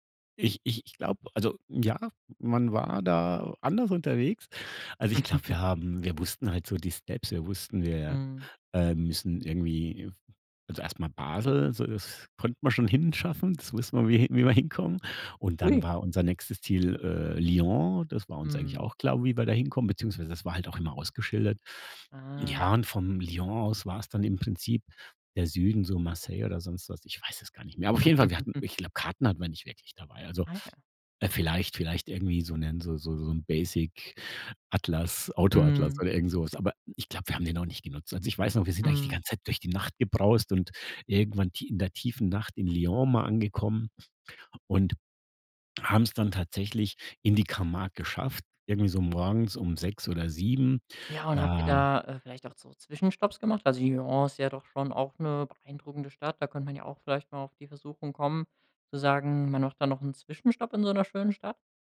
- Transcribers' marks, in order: chuckle; in English: "Steps"; laughing while speaking: "wie wie wir hinkommen"; surprised: "Ui"; drawn out: "Ah"; chuckle; in English: "basic"
- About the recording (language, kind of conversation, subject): German, podcast, Gibt es eine Reise, die dir heute noch viel bedeutet?